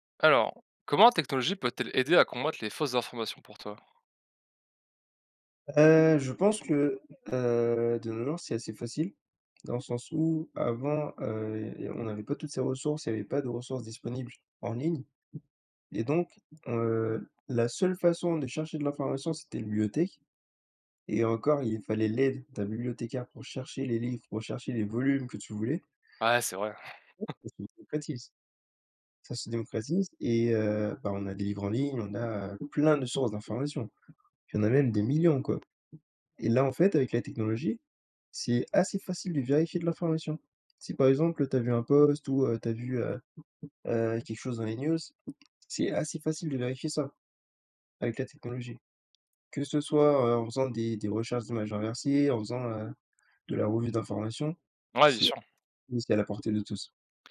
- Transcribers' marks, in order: other background noise; chuckle; tapping
- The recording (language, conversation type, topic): French, unstructured, Comment la technologie peut-elle aider à combattre les fausses informations ?